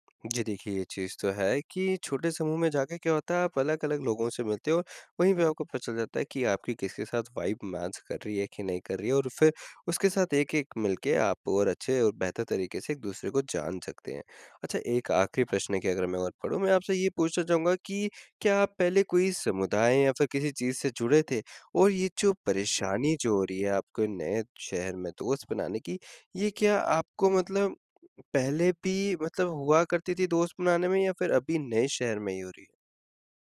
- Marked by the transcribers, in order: tapping; in English: "वाइब मैच"
- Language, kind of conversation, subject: Hindi, advice, नए शहर में दोस्त कैसे बनाएँ और अपना सामाजिक दायरा कैसे बढ़ाएँ?